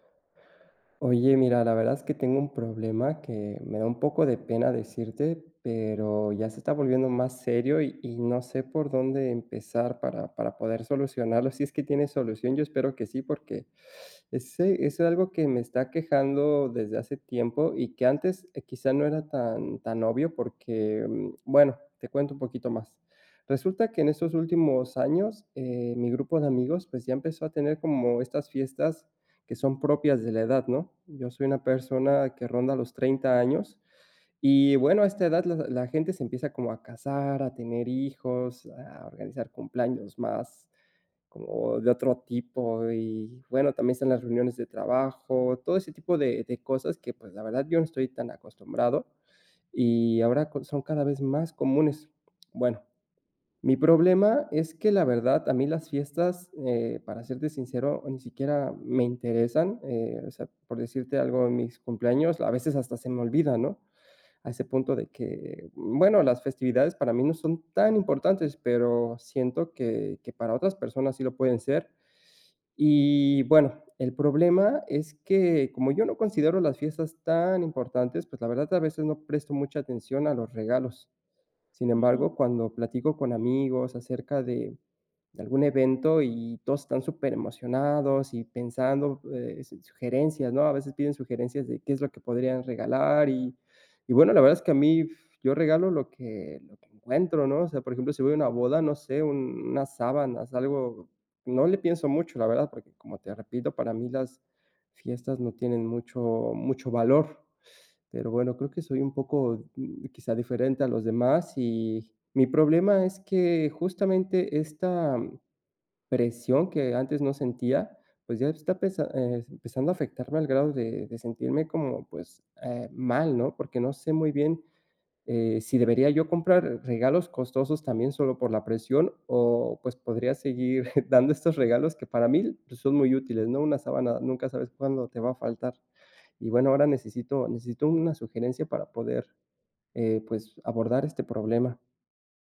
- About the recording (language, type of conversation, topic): Spanish, advice, ¿Cómo puedo manejar la presión social de comprar regalos costosos en eventos?
- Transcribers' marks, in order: chuckle